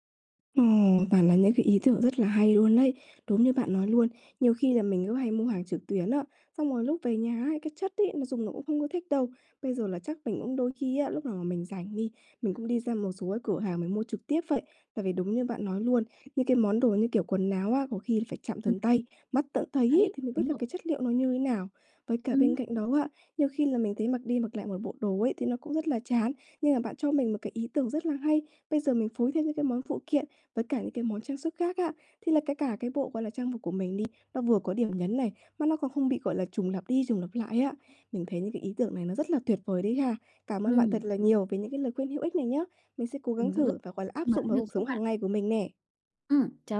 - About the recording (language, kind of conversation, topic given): Vietnamese, advice, Làm sao để có thêm ý tưởng phối đồ hằng ngày và mặc đẹp hơn?
- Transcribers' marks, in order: other background noise; tapping